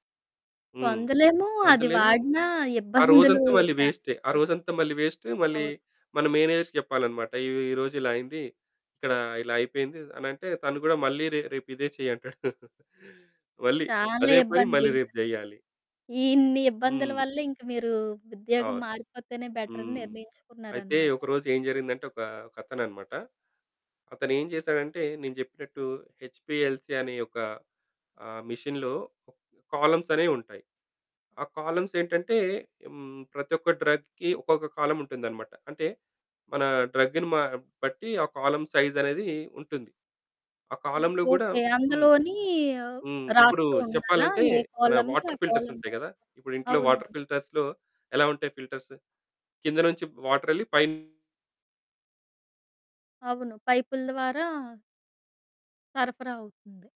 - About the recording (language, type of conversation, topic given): Telugu, podcast, వృత్తి మారిన తర్వాత మీ జీవితం ఎలా మారింది?
- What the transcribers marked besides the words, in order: unintelligible speech; in English: "మేనేజర్‌కి"; chuckle; in English: "బెటర్"; in English: "హెచ్‌పిఎల్‌సి"; in English: "మెషిన్‌లో కాలమ్స్"; in English: "కాలమ్స్"; in English: "డ్రగ్‌కి"; in English: "కాలమ్"; in English: "డ్రగ్‌ని"; other background noise; in English: "కాలమ్ సైజ్"; in English: "కాలమ్‌లో"; in English: "వాటర్ ఫిల్టర్స్"; in English: "కాలమ్‌కి"; in English: "కాలమ్"; in English: "వాటర్ ఫిల్టర్స్‌లో"; in English: "ఫిల్టర్స్?"; in English: "వాటర్"; distorted speech